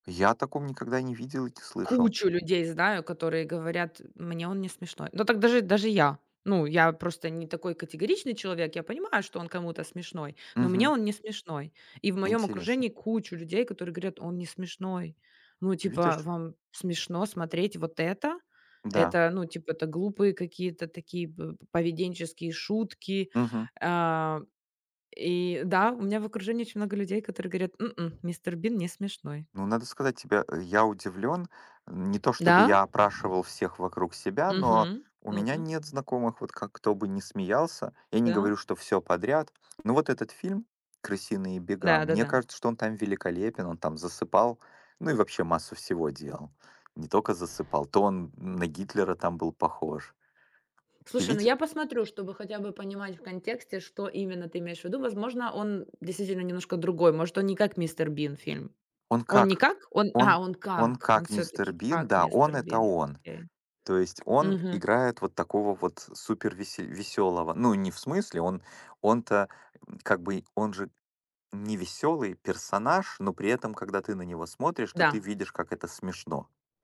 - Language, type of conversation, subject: Russian, unstructured, Какой фильм в последнее время вызвал у вас сильные чувства?
- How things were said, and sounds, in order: other background noise